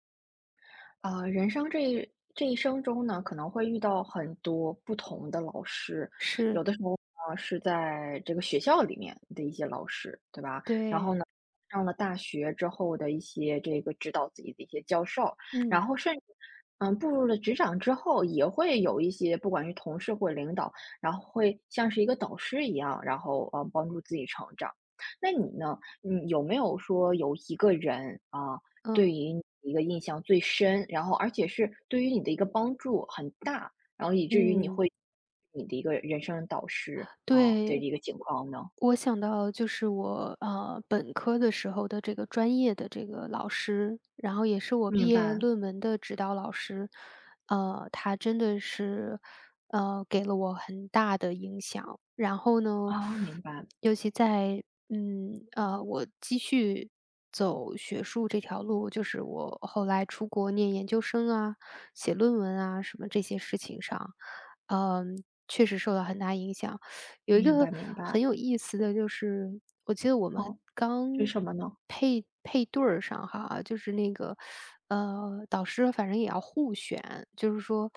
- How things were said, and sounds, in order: teeth sucking; teeth sucking
- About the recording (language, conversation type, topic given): Chinese, podcast, 能不能说说导师给过你最实用的建议？